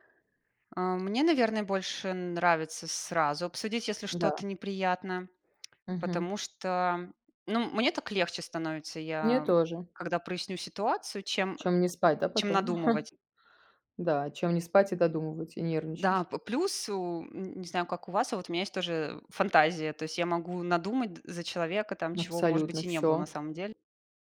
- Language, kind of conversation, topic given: Russian, unstructured, Как справиться с ситуацией, когда кто-то вас обидел?
- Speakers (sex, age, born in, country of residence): female, 35-39, Armenia, United States; female, 40-44, Russia, Italy
- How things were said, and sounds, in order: tapping; chuckle